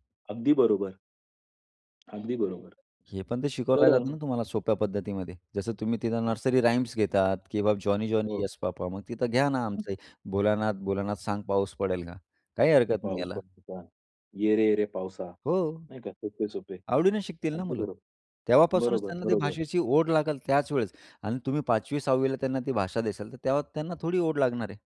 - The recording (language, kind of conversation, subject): Marathi, podcast, तुम्हाला कधी असं वाटलं आहे का की आपली भाषा हरवत चालली आहे?
- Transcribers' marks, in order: tapping; unintelligible speech; in English: "जॉनी, जॉनी येस पापा!"; unintelligible speech; other noise